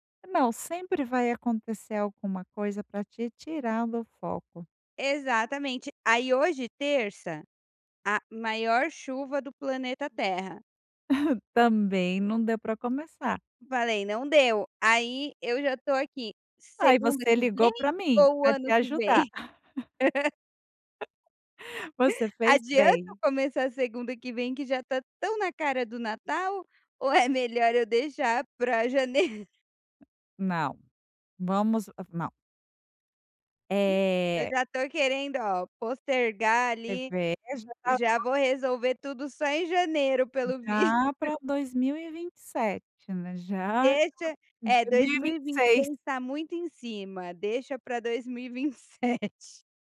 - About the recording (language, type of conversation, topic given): Portuguese, advice, Como você se sente quando quebra pequenas promessas que faz a si mesmo?
- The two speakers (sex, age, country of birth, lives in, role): female, 35-39, Brazil, Portugal, user; female, 50-54, Brazil, Spain, advisor
- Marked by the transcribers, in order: chuckle; tapping; chuckle; chuckle; unintelligible speech; unintelligible speech; laughing while speaking: "pelo visto"; unintelligible speech; laughing while speaking: "dois mil e vinte e sete"